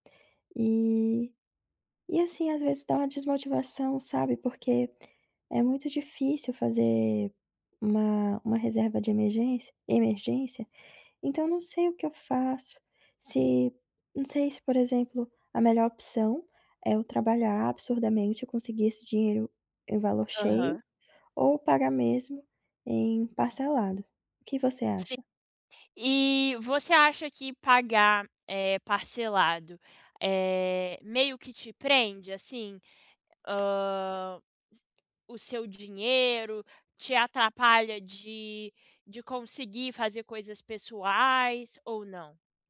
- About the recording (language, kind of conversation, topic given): Portuguese, advice, Como posso priorizar pagamentos e reduzir minhas dívidas de forma prática?
- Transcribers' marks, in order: tapping